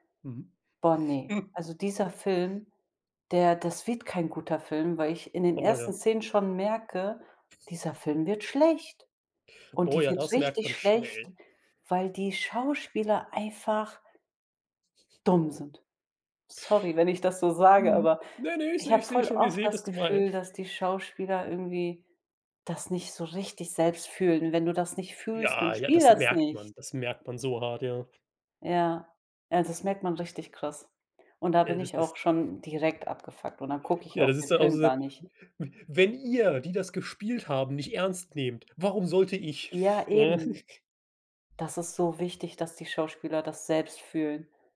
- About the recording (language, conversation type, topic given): German, unstructured, Warum weinen wir manchmal bei Musik oder Filmen?
- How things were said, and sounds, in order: snort; chuckle; chuckle; other background noise; snort; chuckle